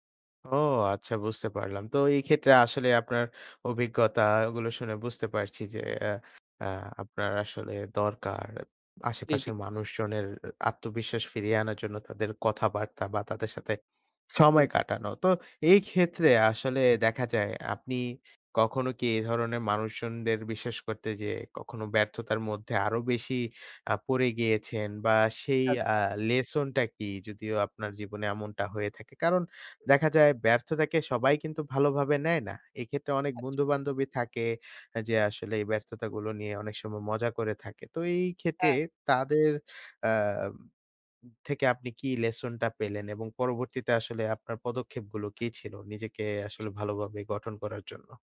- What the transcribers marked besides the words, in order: none
- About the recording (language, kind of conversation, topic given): Bengali, podcast, তুমি কীভাবে ব্যর্থতা থেকে ফিরে আসো?